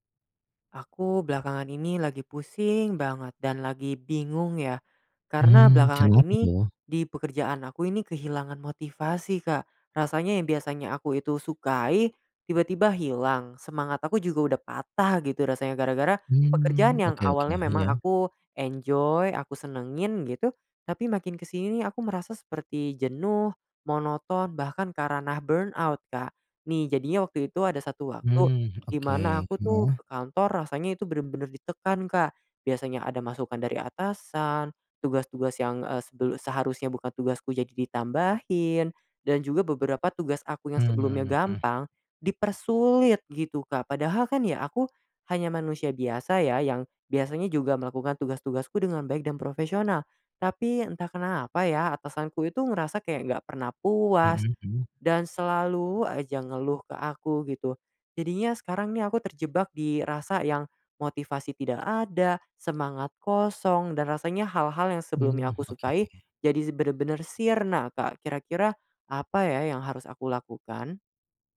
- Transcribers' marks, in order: other background noise; in English: "enjoy"; in English: "burnout"; stressed: "selalu"
- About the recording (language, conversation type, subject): Indonesian, advice, Bagaimana cara mengatasi hilangnya motivasi dan semangat terhadap pekerjaan yang dulu saya sukai?